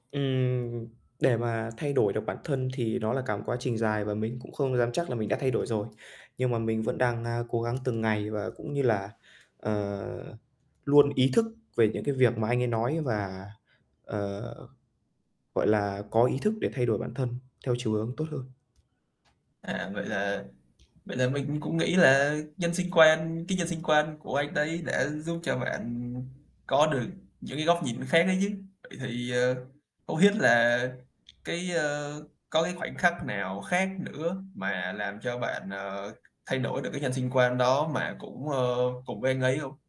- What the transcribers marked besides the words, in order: tapping; other background noise; "biết" said as "hiết"
- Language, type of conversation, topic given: Vietnamese, podcast, Bạn đã từng có chuyến đi nào khiến bạn thay đổi không?
- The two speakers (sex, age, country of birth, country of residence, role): male, 20-24, Vietnam, Vietnam, guest; male, 20-24, Vietnam, Vietnam, host